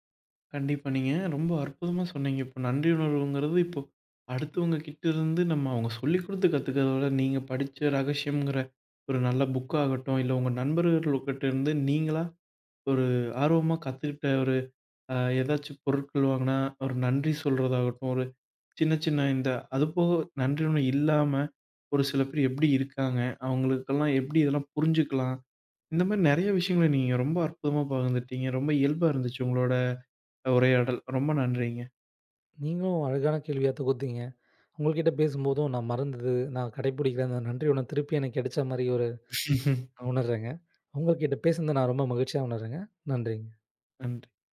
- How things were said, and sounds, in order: chuckle
- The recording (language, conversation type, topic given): Tamil, podcast, நாள்தோறும் நன்றியுணர்வு பழக்கத்தை நீங்கள் எப்படி உருவாக்கினீர்கள்?